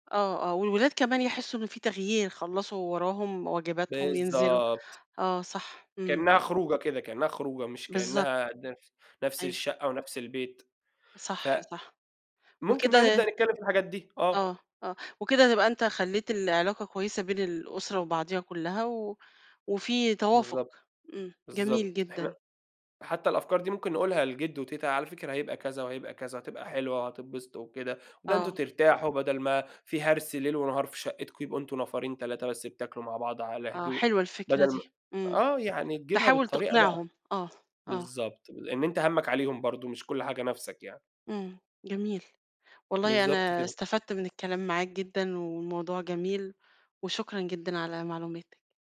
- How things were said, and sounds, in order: none
- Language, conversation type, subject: Arabic, podcast, إزاي نحطّ حدود صحيّة بين الزوجين والعيلة؟